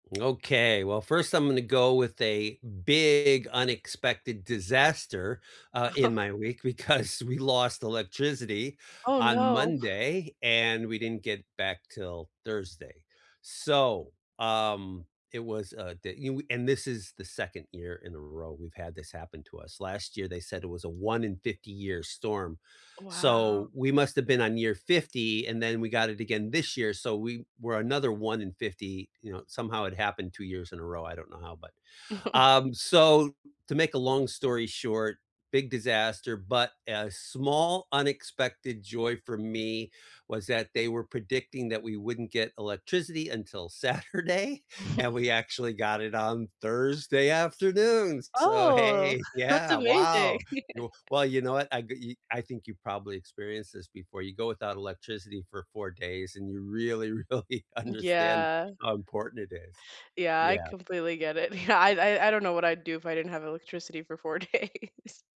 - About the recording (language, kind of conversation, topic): English, unstructured, What small, unexpected joy brightened your week, and how did it make you feel?
- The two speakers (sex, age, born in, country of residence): female, 25-29, United States, United States; male, 60-64, United States, United States
- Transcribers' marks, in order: tapping; stressed: "big"; laughing while speaking: "because we lost"; chuckle; exhale; chuckle; other background noise; laughing while speaking: "Saturday"; chuckle; chuckle; chuckle; laughing while speaking: "really understand"; laughing while speaking: "Yeah"; laughing while speaking: "days"